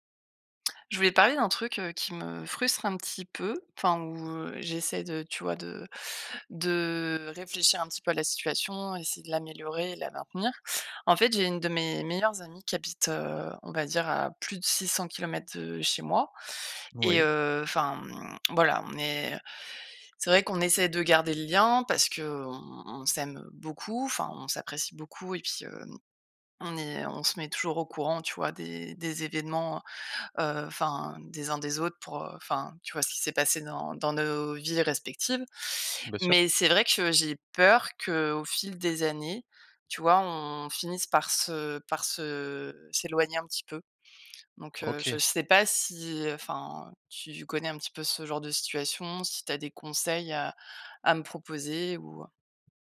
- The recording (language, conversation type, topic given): French, advice, Comment maintenir une amitié forte malgré la distance ?
- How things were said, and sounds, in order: none